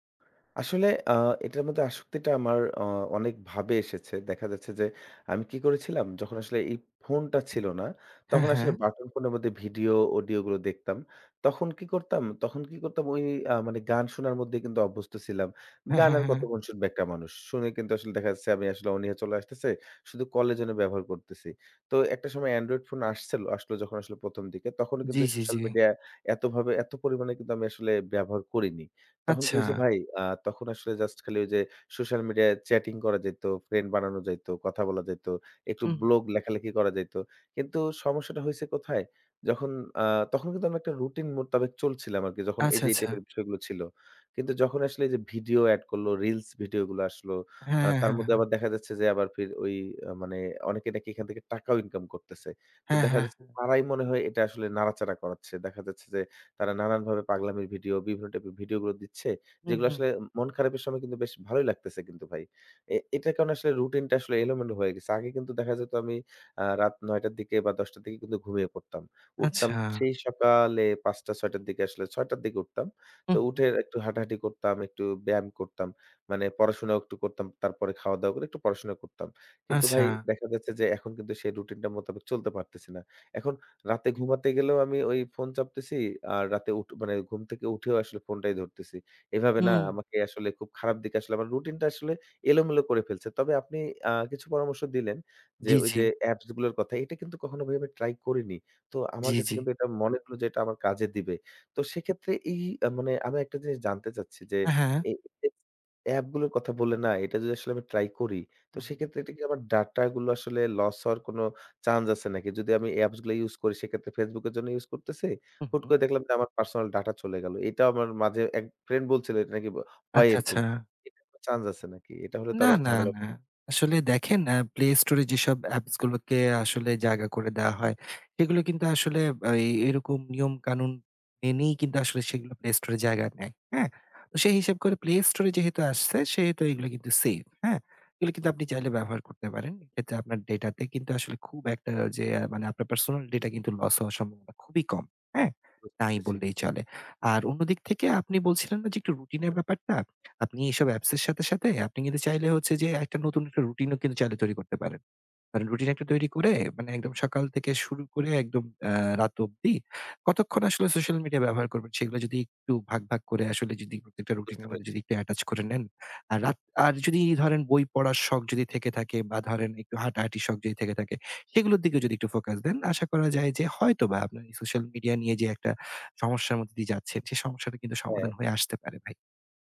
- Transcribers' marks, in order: other background noise; unintelligible speech; tapping
- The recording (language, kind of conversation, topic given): Bengali, advice, সোশ্যাল মিডিয়া ও ফোনের কারণে বারবার মনোযোগ ভেঙে গিয়ে আপনার কাজ থেমে যায় কেন?